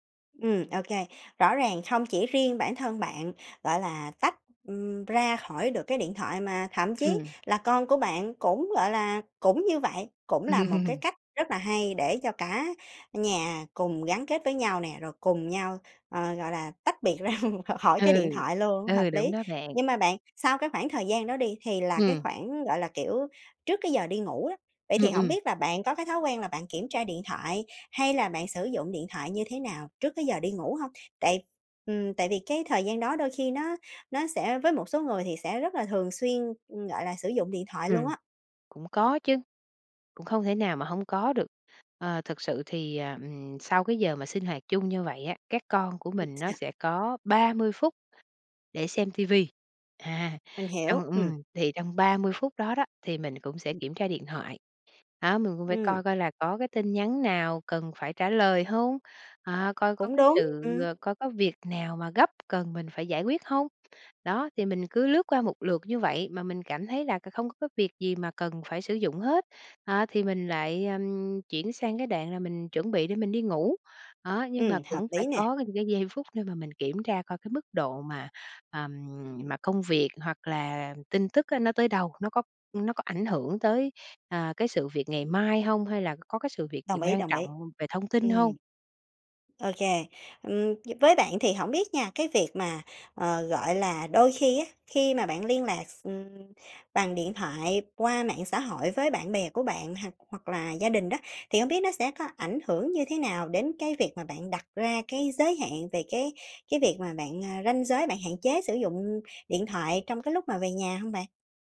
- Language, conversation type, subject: Vietnamese, podcast, Bạn đặt ranh giới với điện thoại như thế nào?
- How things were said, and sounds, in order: laugh; laughing while speaking: "ra"; other background noise